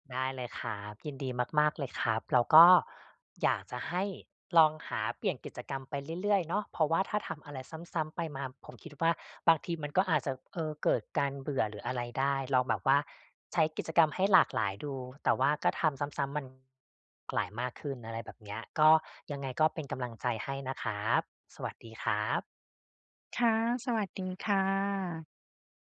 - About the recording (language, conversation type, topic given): Thai, advice, เวลาว่างแล้วรู้สึกเบื่อ ควรทำอะไรดี?
- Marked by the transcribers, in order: none